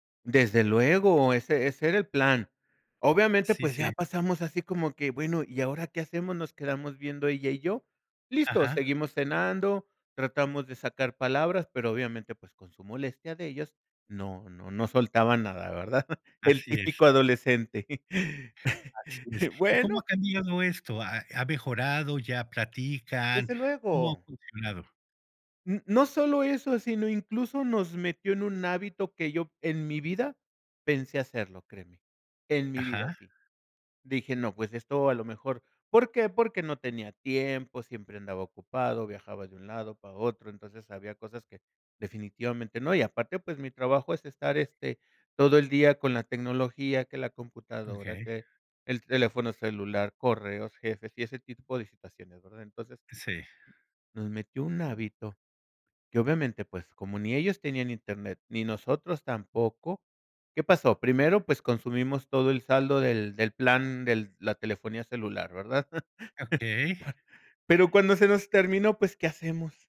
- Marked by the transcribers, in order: chuckle; other background noise; chuckle
- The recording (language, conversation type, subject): Spanish, podcast, ¿Qué reglas pones para usar la tecnología en la mesa?
- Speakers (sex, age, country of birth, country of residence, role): male, 55-59, Mexico, Mexico, guest; male, 60-64, Mexico, Mexico, host